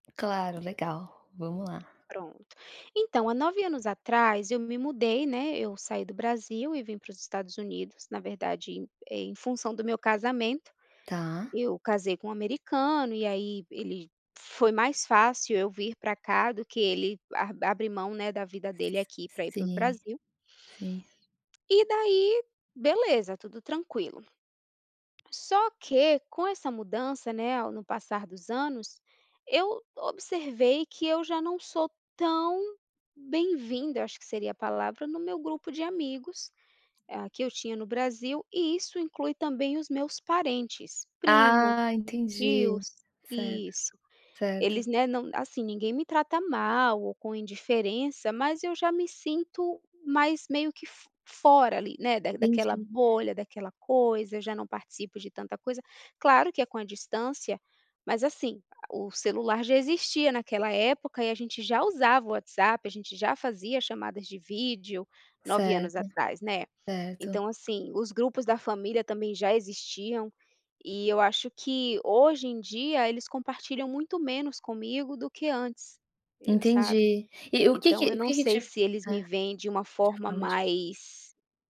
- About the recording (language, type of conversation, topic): Portuguese, advice, Como posso lidar com a sensação de estar sendo excluído de um antigo grupo de amigos?
- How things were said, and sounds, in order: none